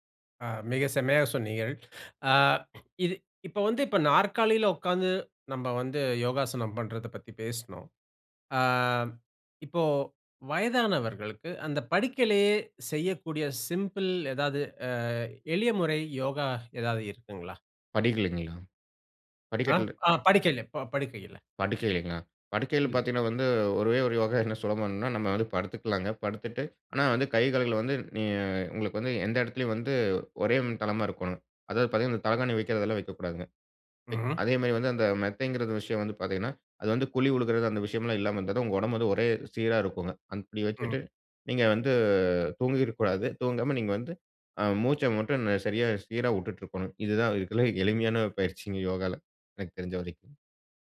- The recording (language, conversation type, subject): Tamil, podcast, சிறிய வீடுகளில் இடத்தைச் சிக்கனமாகப் பயன்படுத்தி யோகா செய்ய என்னென்ன எளிய வழிகள் உள்ளன?
- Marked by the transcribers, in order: "விட்டுட்டு" said as "உட்டுட்டு"